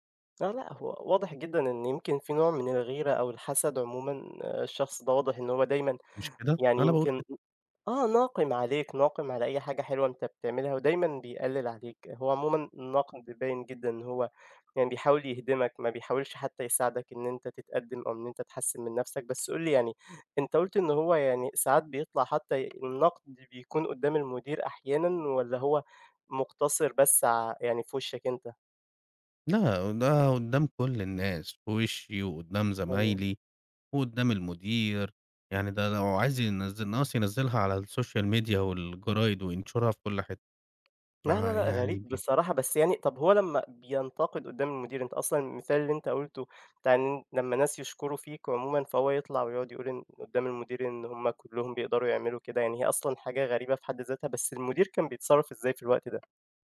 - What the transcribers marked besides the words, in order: tapping; in English: "السوشيال ميديا"
- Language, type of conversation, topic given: Arabic, advice, إزاي تتعامل لما ناقد أو زميل ينتقد شغلك الإبداعي بعنف؟